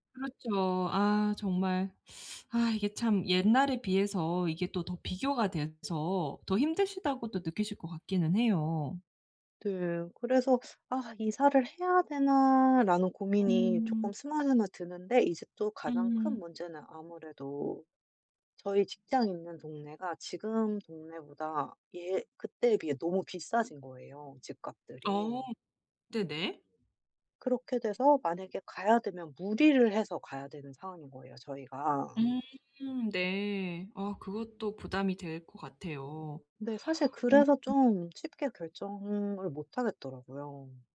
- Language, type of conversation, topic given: Korean, advice, 이사할지 말지 어떻게 결정하면 좋을까요?
- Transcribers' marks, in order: other background noise; tapping